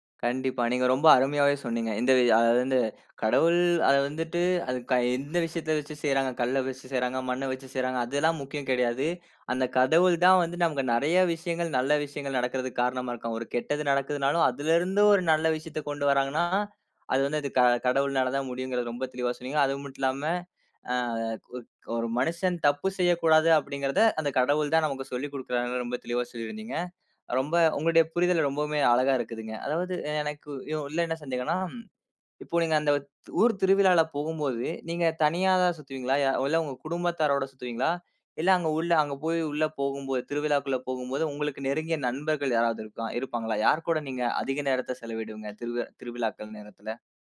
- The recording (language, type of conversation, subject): Tamil, podcast, ஒரு ஊரில் நீங்கள் பங்கெடுத்த திருவிழாவின் அனுபவத்தைப் பகிர்ந்து சொல்ல முடியுமா?
- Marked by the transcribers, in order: "கடவுள்" said as "கதவுல்"; drawn out: "அ"; unintelligible speech